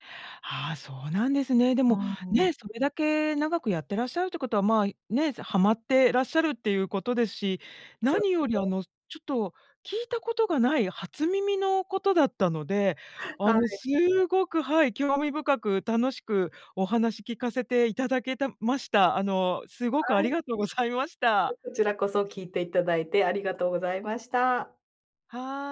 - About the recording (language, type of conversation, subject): Japanese, podcast, あなたの一番好きな創作系の趣味は何ですか？
- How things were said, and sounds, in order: unintelligible speech